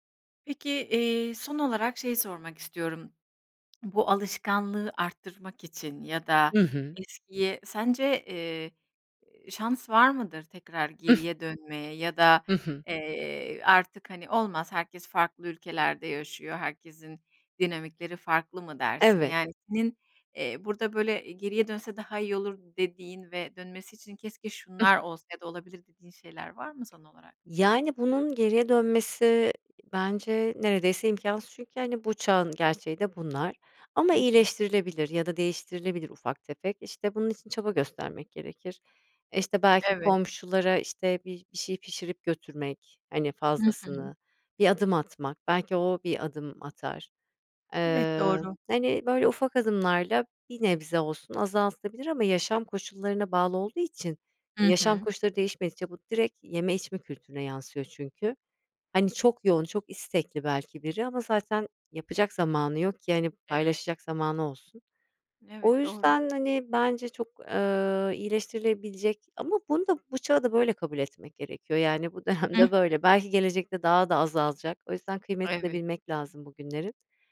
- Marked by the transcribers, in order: other background noise; swallow; giggle; giggle; tapping
- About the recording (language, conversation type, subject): Turkish, podcast, Sevdiklerinizle yemek paylaşmanın sizin için anlamı nedir?